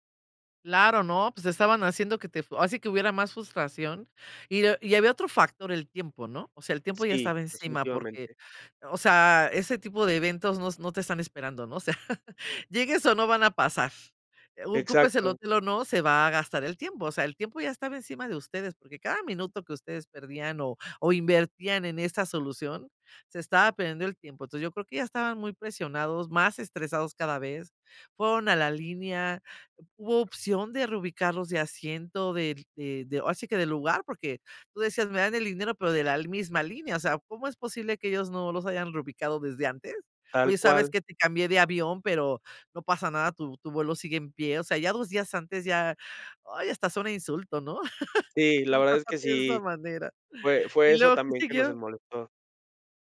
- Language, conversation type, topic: Spanish, podcast, ¿Alguna vez te cancelaron un vuelo y cómo lo manejaste?
- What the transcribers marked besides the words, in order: laughing while speaking: "o sea"; unintelligible speech